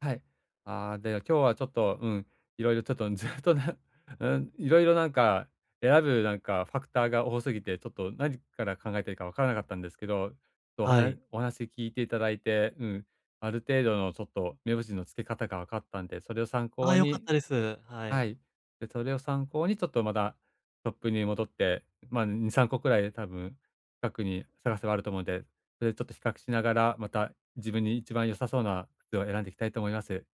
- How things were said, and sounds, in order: laughing while speaking: "ずっとね"; in English: "ファクター"
- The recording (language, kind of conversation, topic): Japanese, advice, 買い物で選択肢が多すぎて決められないときは、どうすればいいですか？